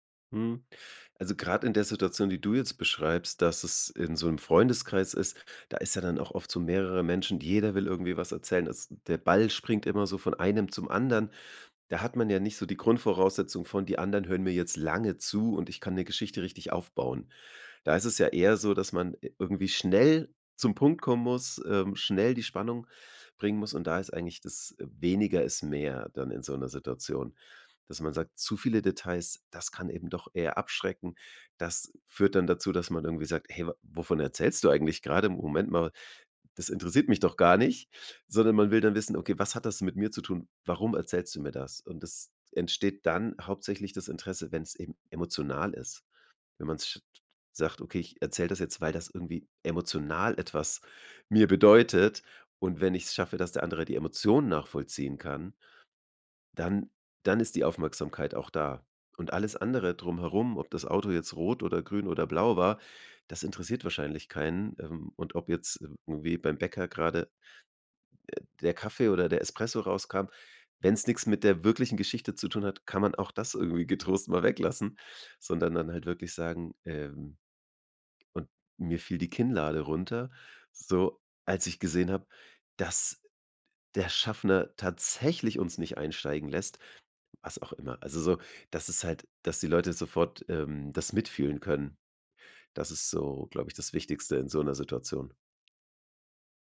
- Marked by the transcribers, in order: stressed: "lange"; stressed: "schnell"; stressed: "Emotionen"; stressed: "tatsächlich"
- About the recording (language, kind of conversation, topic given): German, podcast, Wie baust du Nähe auf, wenn du eine Geschichte erzählst?